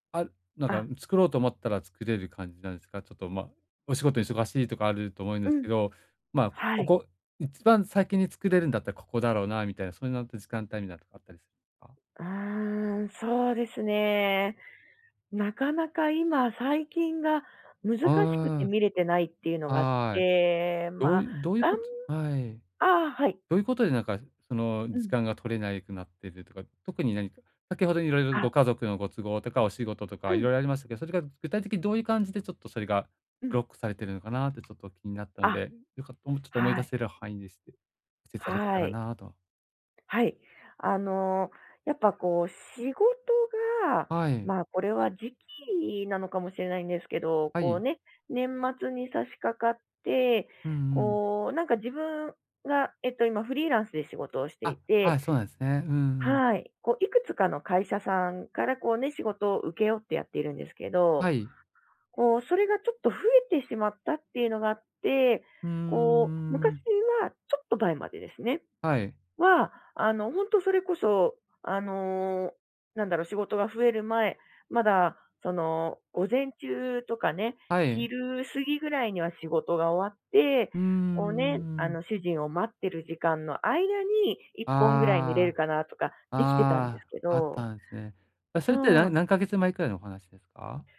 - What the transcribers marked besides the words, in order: other background noise
- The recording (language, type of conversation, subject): Japanese, advice, 好きなことを無理なく続ける習慣をどうすれば作れますか？